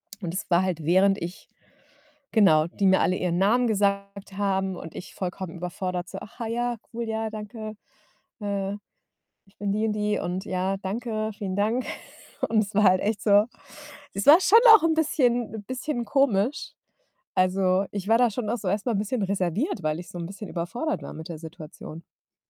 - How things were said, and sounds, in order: distorted speech; other background noise; giggle
- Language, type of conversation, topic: German, podcast, Wie hat eine Begegnung mit einer fremden Person deine Reise verändert?